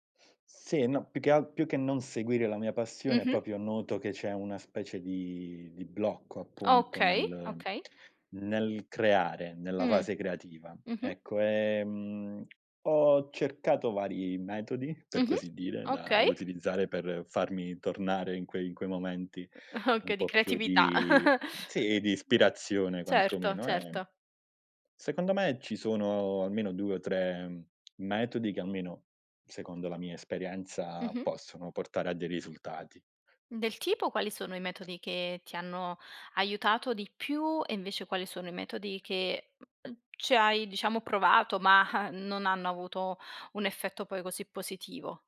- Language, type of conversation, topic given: Italian, podcast, Qual è il tuo metodo per superare il blocco creativo?
- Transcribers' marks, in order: "proprio" said as "propio"; other background noise; other noise; laughing while speaking: "Okay"; chuckle; tapping